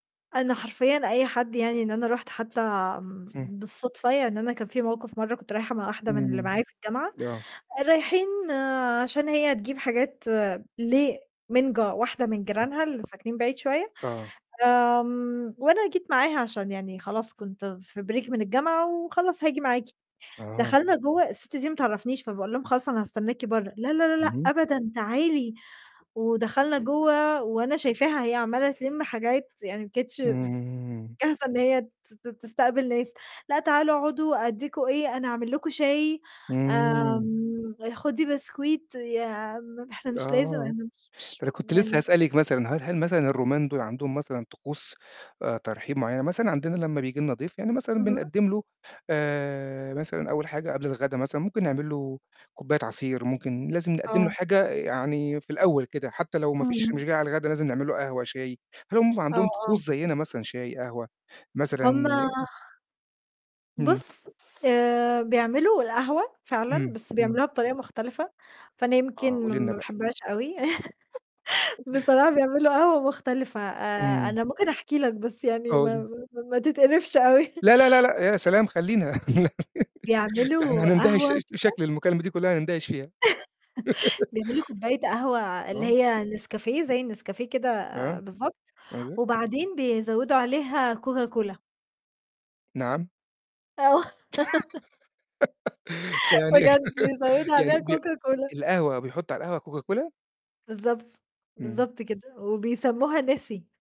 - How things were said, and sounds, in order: other background noise; unintelligible speech; tapping; in English: "break"; chuckle; chuckle; laugh; chuckle; laugh; laugh; laughing while speaking: "بجد بيزوّدوا عليها Coca Cola"
- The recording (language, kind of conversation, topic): Arabic, podcast, ممكن تحكيلي قصة عن كرم ضيافة أهل البلد؟